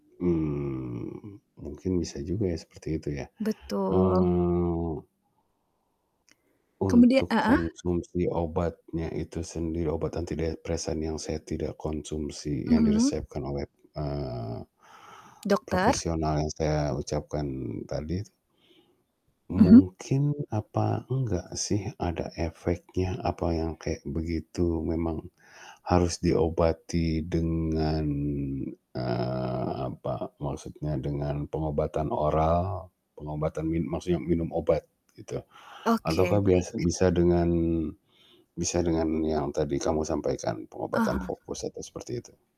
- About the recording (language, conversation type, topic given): Indonesian, advice, Mengapa saya tiba-tiba mengalami serangan panik tanpa penyebab yang jelas?
- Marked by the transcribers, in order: alarm; drawn out: "Mmm"; drawn out: "eee"; other background noise